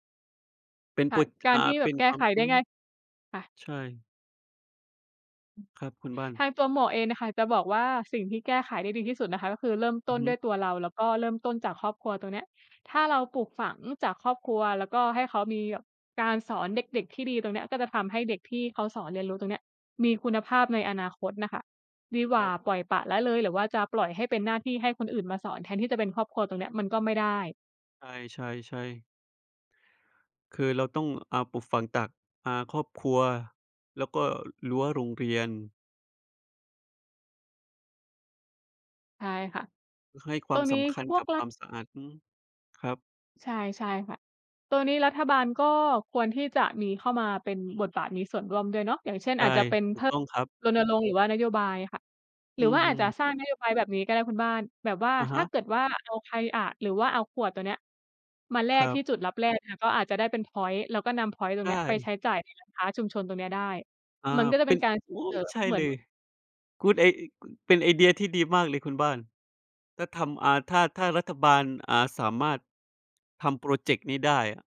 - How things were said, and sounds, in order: tapping; other background noise; background speech
- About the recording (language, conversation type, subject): Thai, unstructured, คุณรู้สึกอย่างไรเมื่อเห็นคนทิ้งขยะลงในแม่น้ำ?